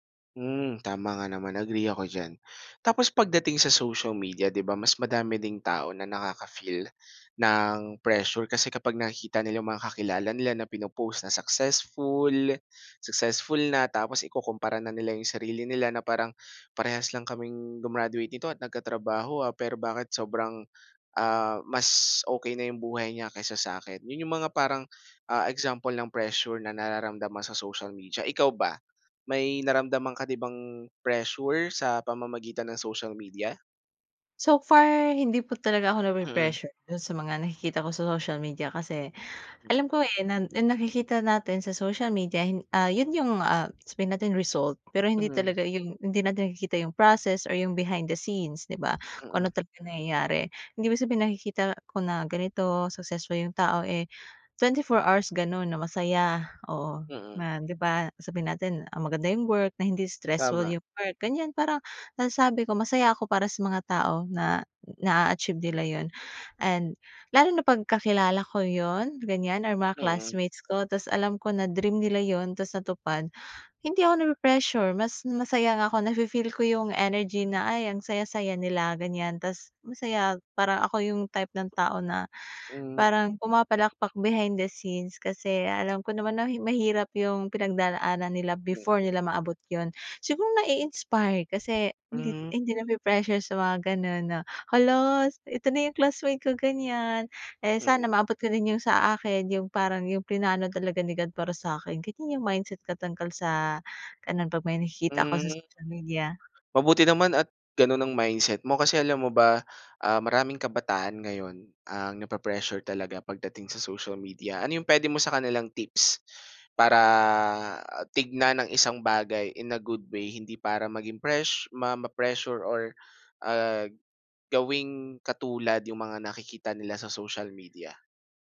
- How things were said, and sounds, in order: in English: "behind the scenes"; in English: "behind the scenes"; in English: "in a good way"
- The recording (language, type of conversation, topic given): Filipino, podcast, Paano ka humaharap sa pressure ng mga tao sa paligid mo?